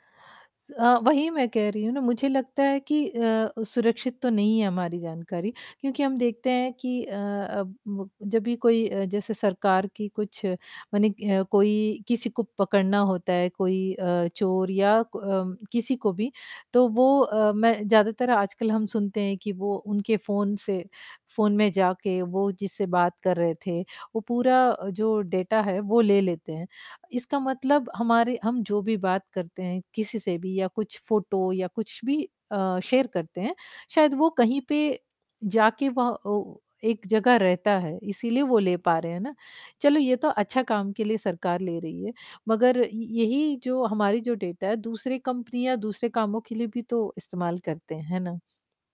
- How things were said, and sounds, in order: static; in English: "डेटा"; in English: "शेयर"; in English: "डेटा"
- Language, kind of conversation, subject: Hindi, unstructured, आपका स्मार्टफोन आपकी गोपनीयता को कैसे प्रभावित करता है?